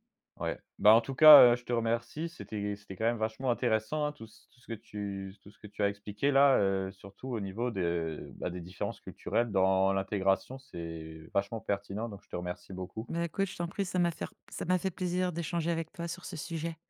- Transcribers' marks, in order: none
- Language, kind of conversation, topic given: French, podcast, Comment intégrer quelqu’un de nouveau dans un groupe ?
- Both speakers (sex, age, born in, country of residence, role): female, 50-54, France, France, guest; male, 25-29, France, France, host